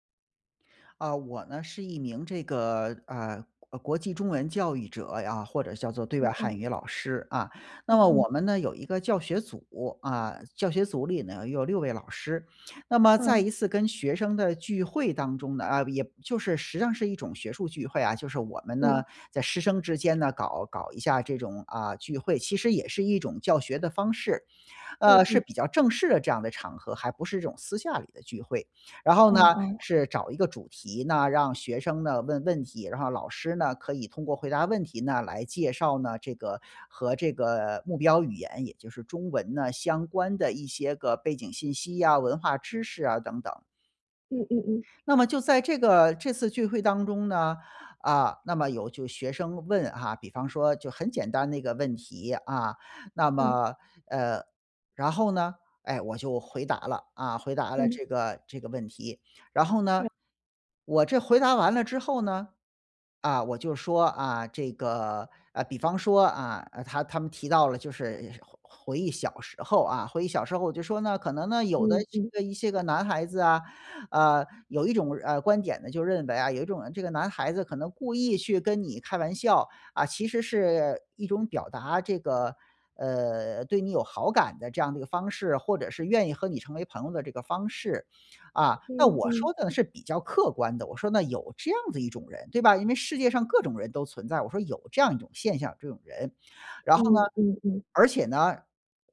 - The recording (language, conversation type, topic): Chinese, advice, 在聚会中被当众纠正时，我感到尴尬和愤怒该怎么办？
- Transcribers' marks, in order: tapping